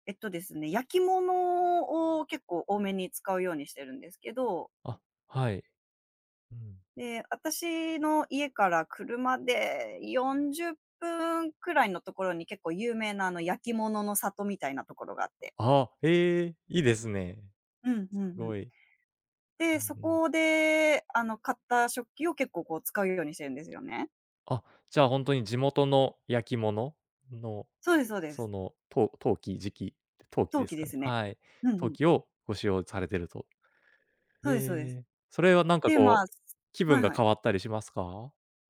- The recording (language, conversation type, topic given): Japanese, podcast, 食卓の雰囲気づくりで、特に何を大切にしていますか？
- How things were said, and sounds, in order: tapping